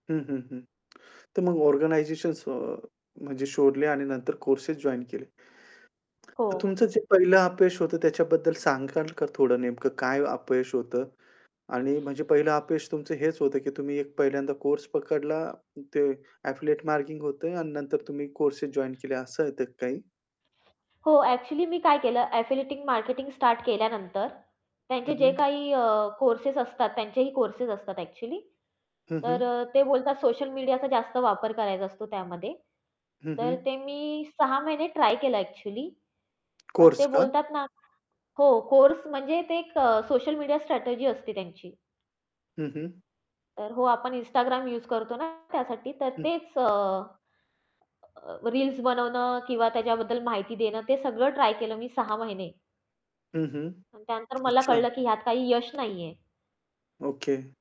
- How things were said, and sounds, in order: in English: "ऑर्गनायझेशन्स"; tapping; static; in English: "एफिलिएट मार्केटिंग"; in English: "एफिलिएटिंग मार्केटिंग"; distorted speech
- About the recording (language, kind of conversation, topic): Marathi, podcast, कोणत्या अपयशानंतर तुम्ही पुन्हा उभे राहिलात आणि ते कसे शक्य झाले?